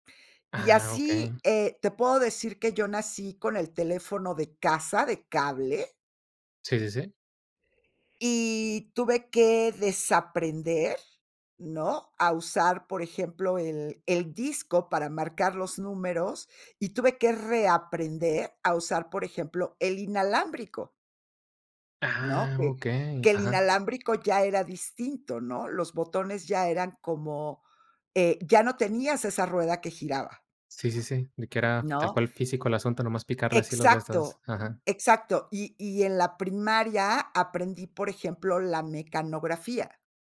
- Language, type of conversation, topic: Spanish, podcast, ¿Qué papel cumple el error en el desaprendizaje?
- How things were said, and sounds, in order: none